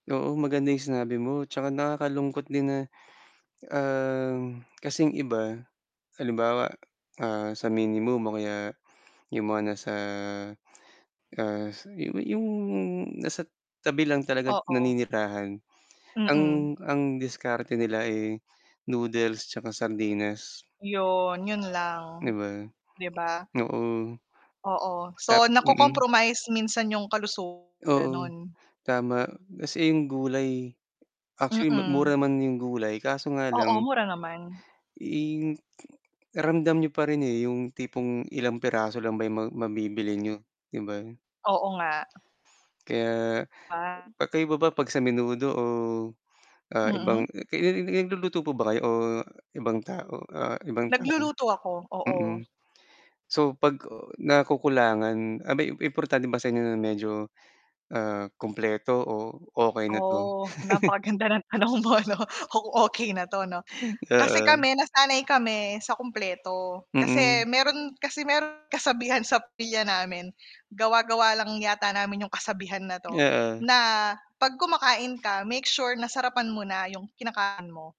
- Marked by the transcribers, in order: static; other background noise; in English: "na-cocompromise"; distorted speech; tapping; laughing while speaking: "napaka-ganda ng tanong mo 'no okey na 'to"; chuckle; mechanical hum
- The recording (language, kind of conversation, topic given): Filipino, unstructured, Ano ang masasabi mo tungkol sa pagtaas ng presyo ng mga bilihin?